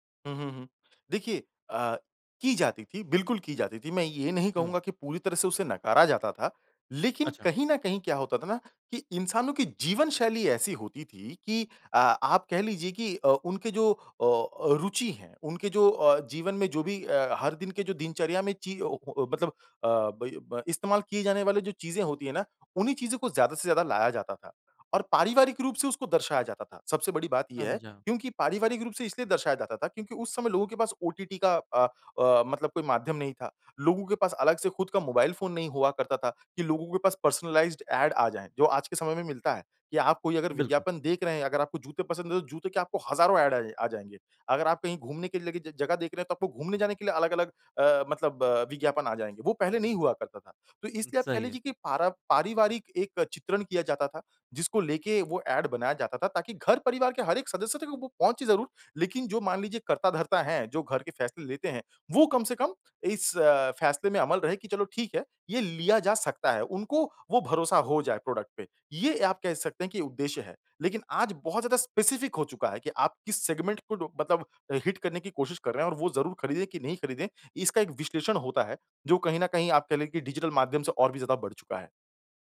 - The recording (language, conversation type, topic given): Hindi, podcast, किस पुराने विज्ञापन का जिंगल अब भी तुम्हारे दिमाग में घूमता है?
- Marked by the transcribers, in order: in English: "पर्सनलाइज़्ड ऐड"; in English: "ऐड"; in English: "ऐड"; in English: "प्रोडक्ट"; in English: "स्पेसिफ़िक"; in English: "सेगमेंट"; in English: "हिट"; in English: "डिजिटल"